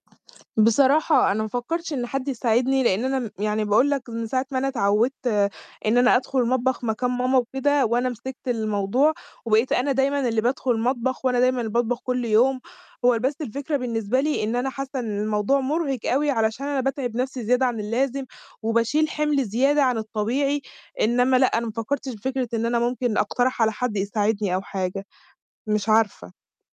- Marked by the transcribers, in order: other background noise
- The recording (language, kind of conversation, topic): Arabic, advice, إزاي أقدر أخطط وأجهّز أكل بسهولة من غير ما أتعب من الطبخ كل يوم؟